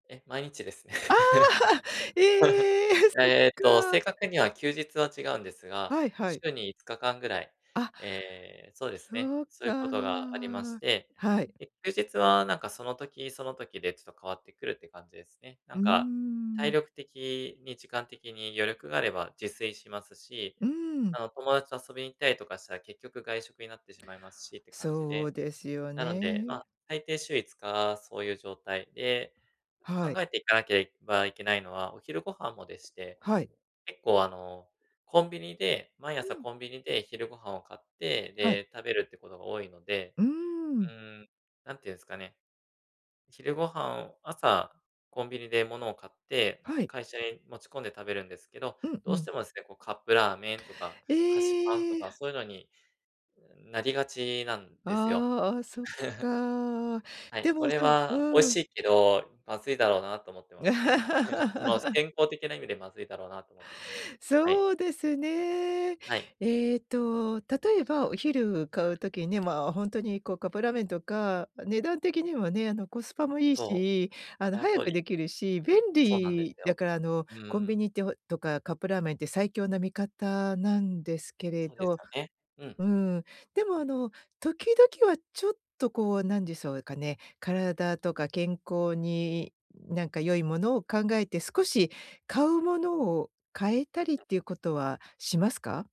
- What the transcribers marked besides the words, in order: laughing while speaking: "ですね"; laugh; chuckle; laugh
- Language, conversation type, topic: Japanese, advice, 忙しい日常で無理なく健康的に食事するにはどうすればよいですか？